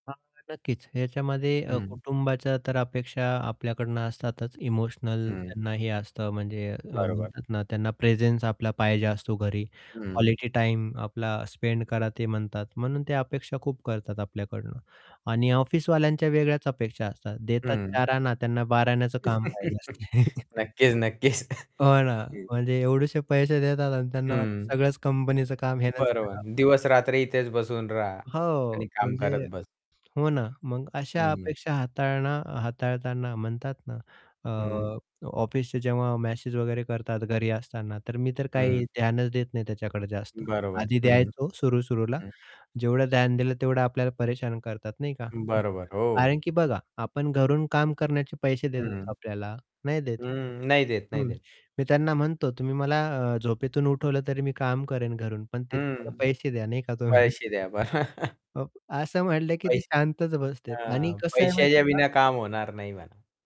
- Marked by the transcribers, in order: distorted speech; static; in English: "प्रेझेन्स"; in English: "स्पेंड"; chuckle; cough; other background noise; tapping; laughing while speaking: "तुम्ही"; laughing while speaking: "बरं"; chuckle
- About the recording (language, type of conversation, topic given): Marathi, podcast, डिजिटल ब्रेक कधी घ्यावा आणि किती वेळा घ्यावा?